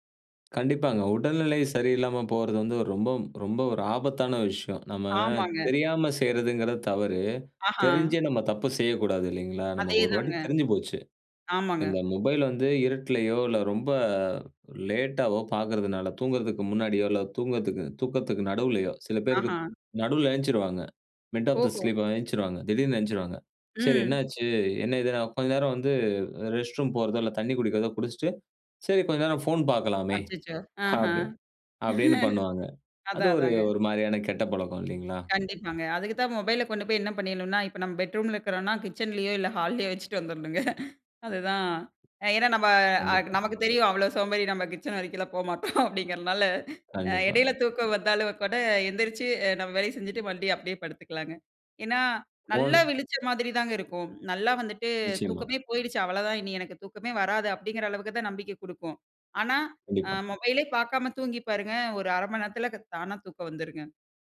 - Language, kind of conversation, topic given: Tamil, podcast, எழுந்ததும் உடனே தொலைபேசியைப் பார்க்கிறீர்களா?
- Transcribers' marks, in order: in English: "மிட் ஆஃப் தி ஸ்லீப்"; in English: "ரெஸ்ட் ரூம்"; laughing while speaking: "அப்டி"; laugh; laughing while speaking: "வந்துரணுங்க"; laughing while speaking: "போமாட்டோம்"